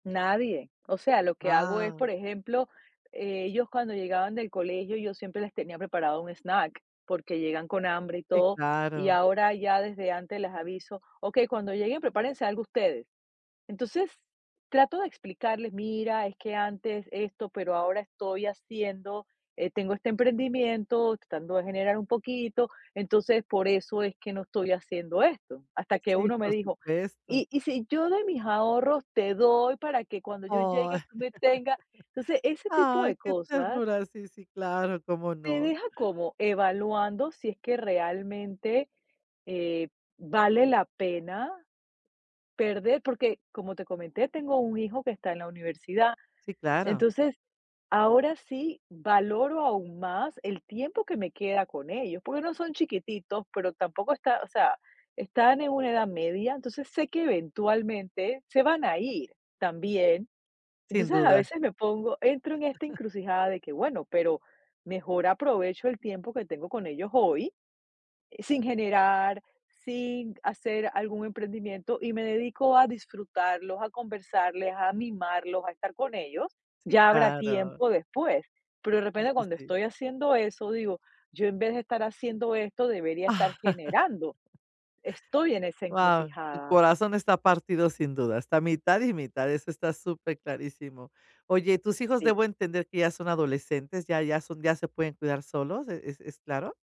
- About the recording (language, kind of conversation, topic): Spanish, advice, ¿Cómo puedo equilibrar las largas horas de trabajo en mi startup con mi vida personal?
- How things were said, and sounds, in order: laugh; chuckle; laugh